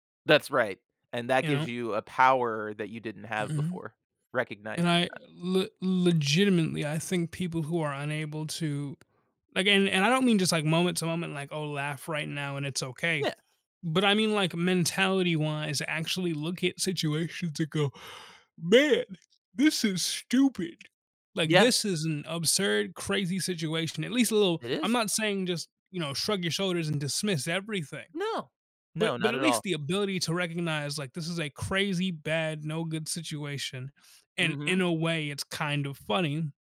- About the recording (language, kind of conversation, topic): English, unstructured, How can we use shared humor to keep our relationship close?
- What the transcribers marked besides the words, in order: other background noise; yawn